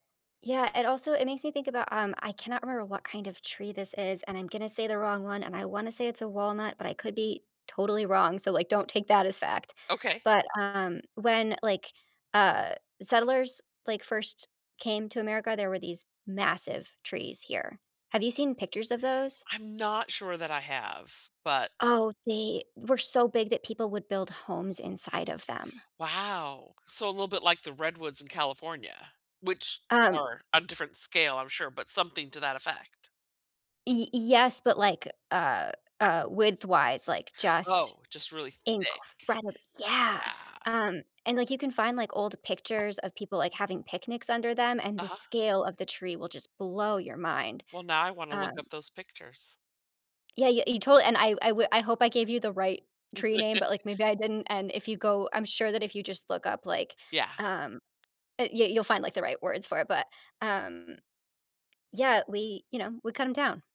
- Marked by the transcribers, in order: other background noise; tapping; stressed: "Yeah"; drawn out: "Yeah"; laugh
- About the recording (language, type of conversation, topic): English, unstructured, What emotions do you feel when you see a forest being cut down?
- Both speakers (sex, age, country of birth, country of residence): female, 30-34, United States, United States; female, 60-64, United States, United States